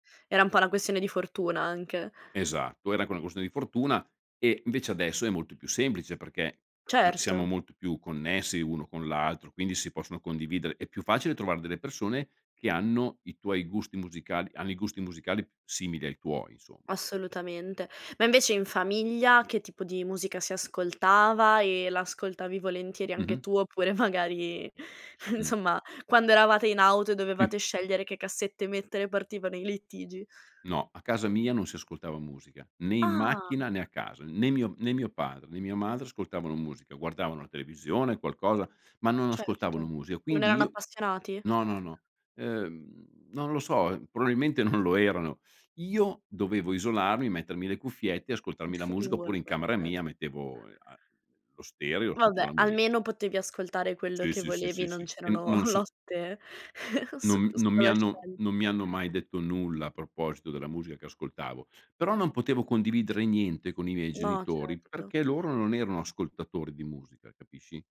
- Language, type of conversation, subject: Italian, podcast, Chi ti ha influenzato musicalmente da piccolo?
- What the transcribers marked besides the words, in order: laughing while speaking: "insomma"; "musica" said as "musia"; chuckle; laughing while speaking: "lotte"; chuckle